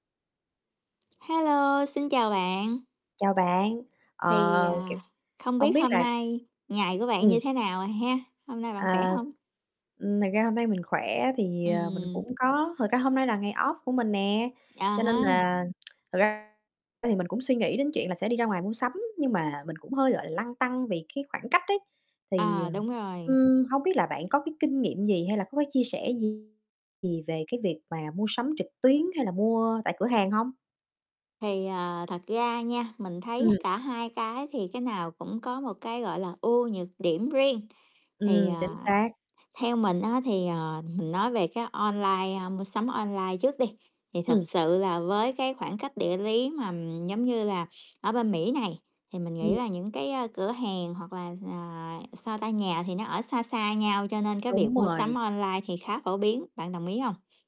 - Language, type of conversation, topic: Vietnamese, unstructured, Bạn nghĩ gì về mua sắm trực tuyến so với mua sắm tại cửa hàng?
- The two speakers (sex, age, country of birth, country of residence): female, 30-34, Vietnam, United States; female, 30-34, Vietnam, United States
- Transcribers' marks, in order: other background noise; unintelligible speech; static; tapping; in English: "off"; distorted speech